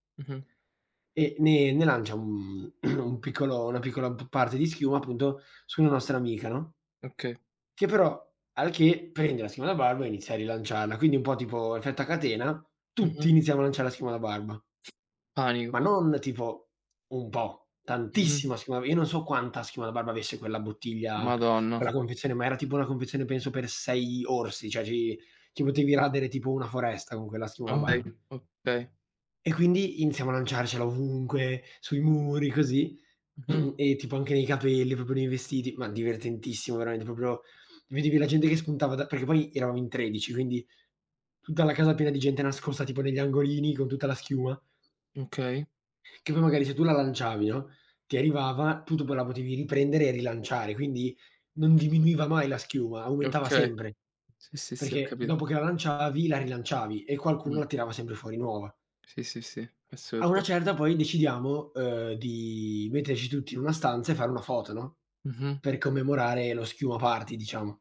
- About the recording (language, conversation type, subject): Italian, unstructured, Qual è il ricordo più divertente che hai di un viaggio?
- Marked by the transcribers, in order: throat clearing; other background noise; stressed: "Tantissima"; "cioè" said as "ceh"; unintelligible speech; throat clearing; "proprio" said as "propio"; "sempre" said as "sembre"